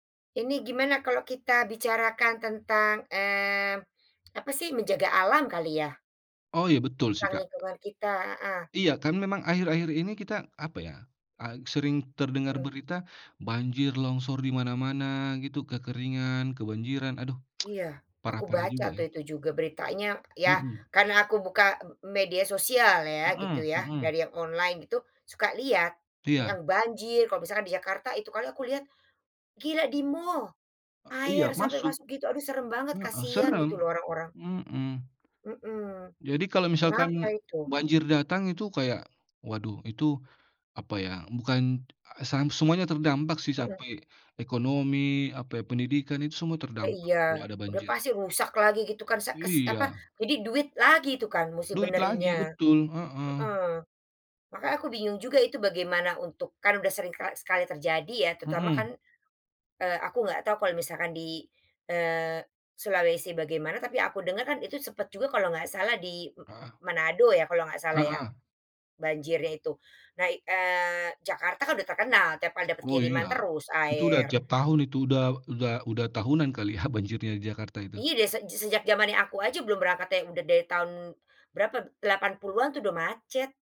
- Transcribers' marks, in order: tsk
- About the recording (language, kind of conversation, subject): Indonesian, unstructured, Apa yang membuatmu takut akan masa depan jika kita tidak menjaga alam?